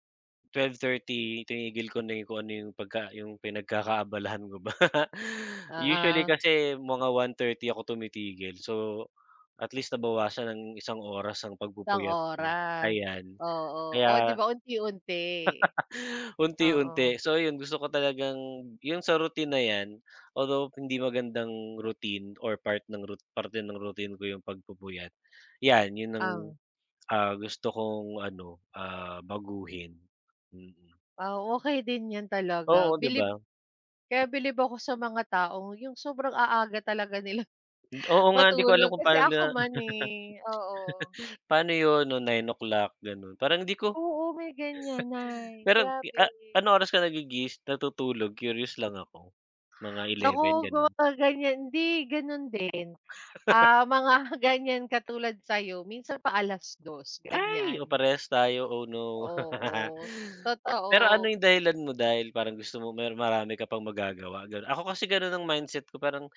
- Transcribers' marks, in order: chuckle; laugh; tapping; chuckle; chuckle; laugh; other background noise
- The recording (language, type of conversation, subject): Filipino, unstructured, Ano ang mga simpleng bagay na gusto mong baguhin sa araw-araw?